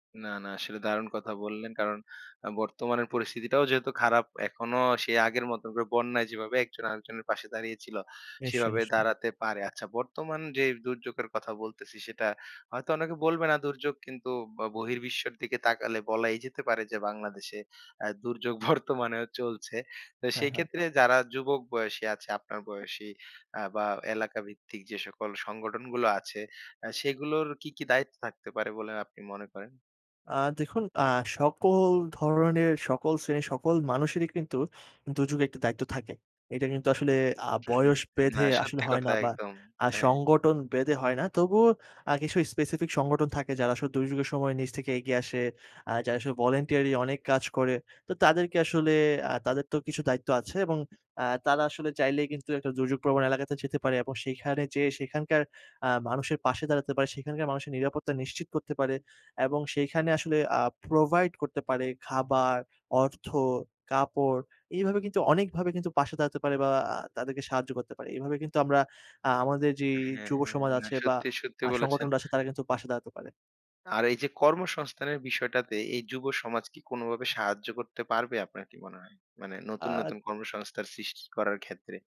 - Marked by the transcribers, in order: other background noise; tapping; laughing while speaking: "বর্তমানেও"; "সেক্ষেত্রে" said as "সেকেত্রে"; "সংগঠন" said as "সংগটন"; in English: "specific"; in English: "provide"; "ভাবে" said as "বাবে"; alarm
- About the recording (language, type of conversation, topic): Bengali, podcast, দুর্যোগের সময়ে পাড়া-মহল্লার মানুষজন কীভাবে একে অপরকে সামলে নেয়?